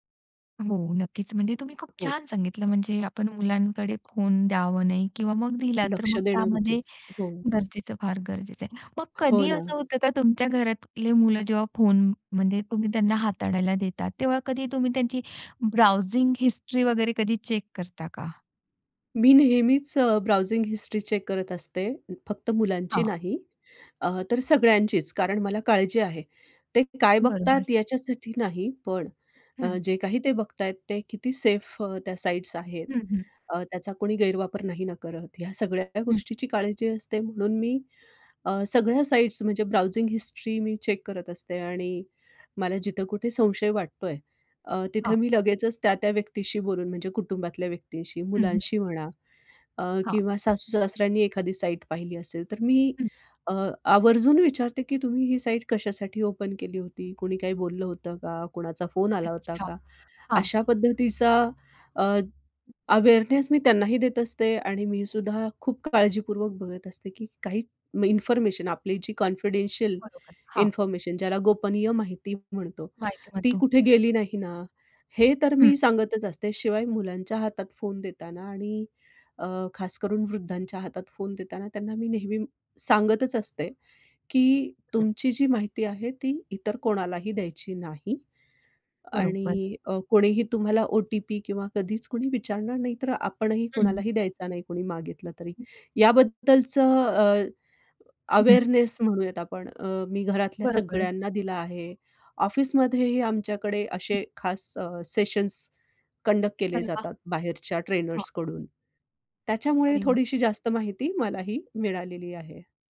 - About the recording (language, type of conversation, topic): Marathi, podcast, कुठल्या गोष्टी ऑनलाईन शेअर करू नयेत?
- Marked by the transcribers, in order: tapping; in English: "चेक"; in English: "चेक"; in English: "चेक"; other noise; in English: "ओपन"; in English: "अवेअरनेस"; in English: "कॉन्फिडेंशियल"; in English: "अवेअरनेस"; in English: "सेशन्स कंडक्ट"